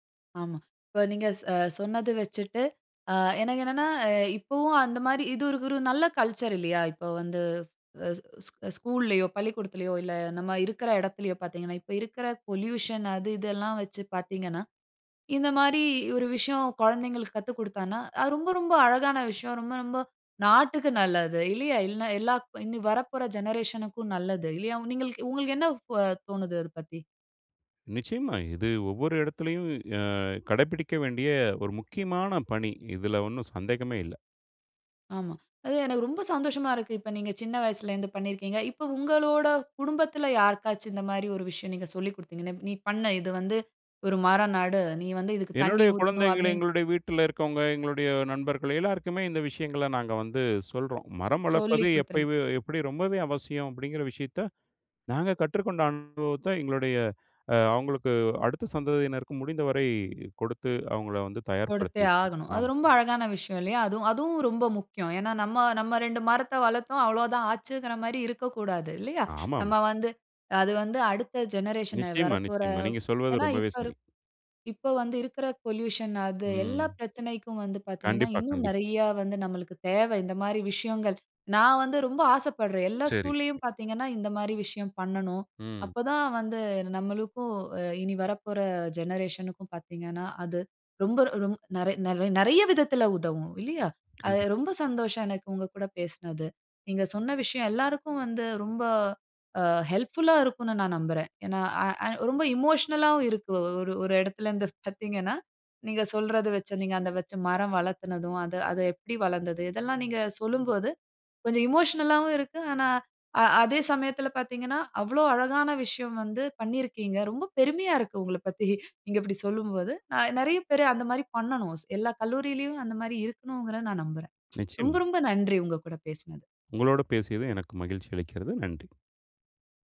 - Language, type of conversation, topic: Tamil, podcast, ஒரு மரம் நீண்ட காலம் வளர்ந்து நிலைத்து நிற்பதில் இருந்து நாம் என்ன பாடம் கற்றுக்கொள்ளலாம்?
- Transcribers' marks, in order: "ஒரு" said as "குரு"; in English: "கல்ச்சர்"; in English: "பொல்யூஷன்"; in English: "ஜெனரேஷன்"; other background noise; in English: "ஜெனரேஷன்"; in English: "பொல்யூஷன்"; in English: "ஜெனரேஷனுக்கும்"; in English: "ஹெல்ப்ஃபுல்லா"; in English: "எமோஷனல்"; in English: "எமோஷனல்"; chuckle; tsk